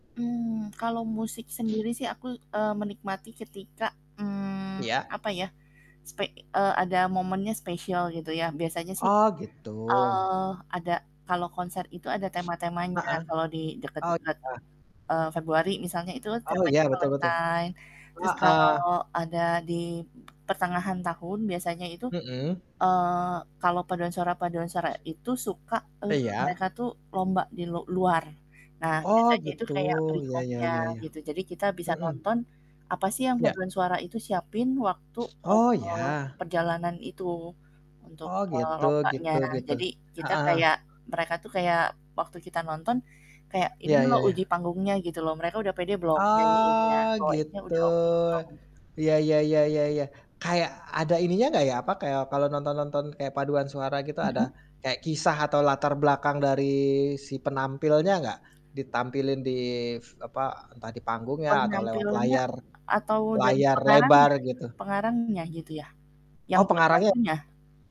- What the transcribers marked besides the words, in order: static; sniff; sniff; distorted speech; tapping; sniff; sniff; drawn out: "Oh"
- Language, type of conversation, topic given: Indonesian, unstructured, Apa kenangan terbaikmu saat menonton konser?
- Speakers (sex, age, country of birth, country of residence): female, 40-44, Indonesia, Indonesia; male, 30-34, Indonesia, Indonesia